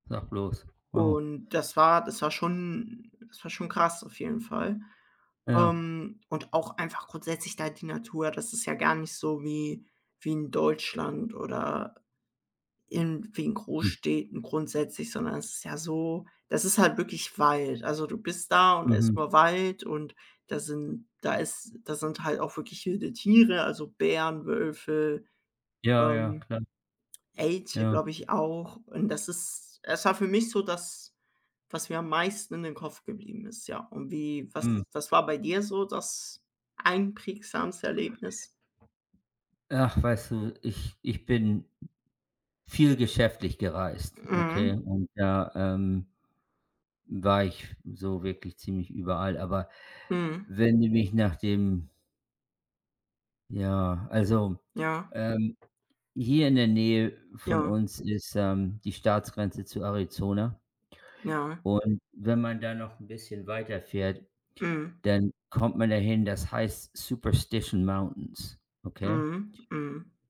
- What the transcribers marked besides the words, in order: other background noise; tapping
- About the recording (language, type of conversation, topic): German, unstructured, Was war dein schönstes Erlebnis auf Reisen?